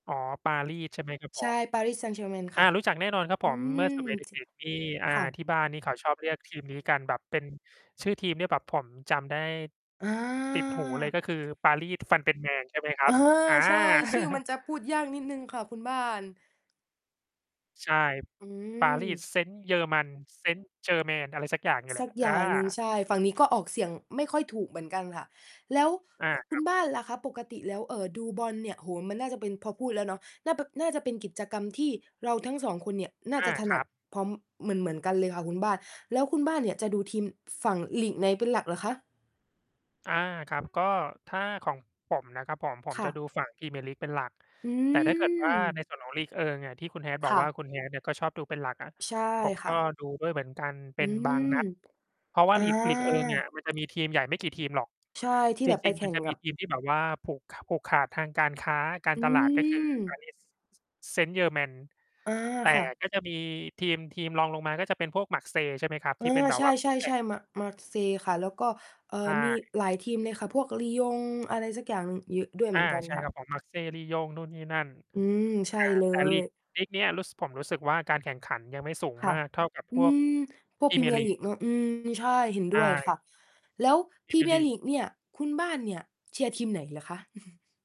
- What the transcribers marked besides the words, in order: mechanical hum; distorted speech; chuckle; wind; tapping; other background noise; chuckle
- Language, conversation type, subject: Thai, unstructured, คุณชอบทำกิจกรรมอะไรในเวลาว่างมากที่สุด?